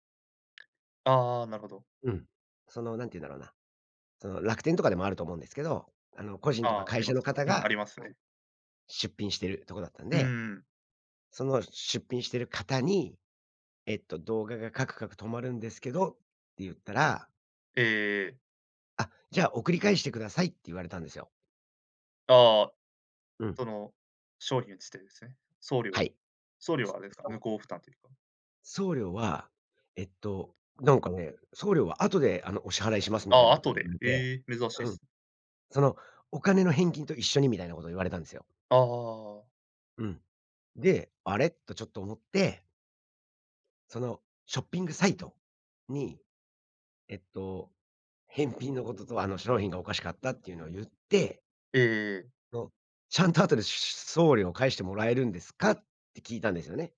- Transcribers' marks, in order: tapping
- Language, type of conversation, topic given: Japanese, podcast, オンラインでの買い物で失敗したことはありますか？